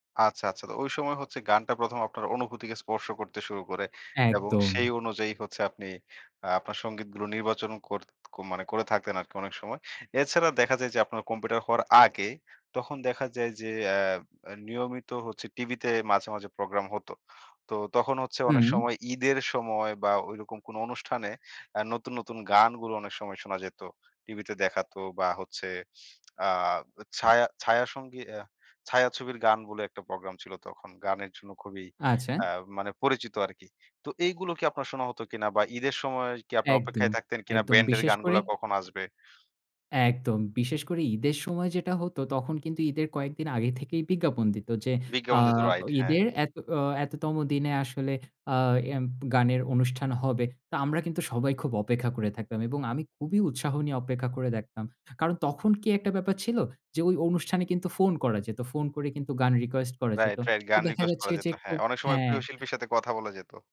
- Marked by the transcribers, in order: tapping
- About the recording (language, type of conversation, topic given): Bengali, podcast, সময়ের সঙ্গে কি তোমার সঙ্গীতের রুচি বদলেছে?